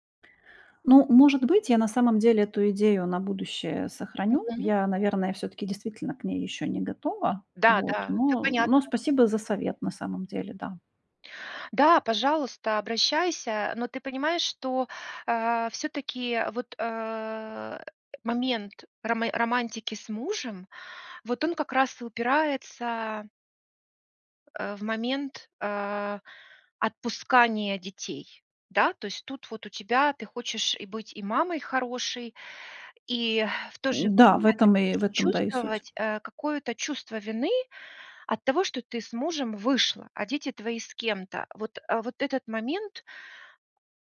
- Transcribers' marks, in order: tapping
- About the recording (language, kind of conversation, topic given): Russian, advice, Как перестать застревать в старых семейных ролях, которые мешают отношениям?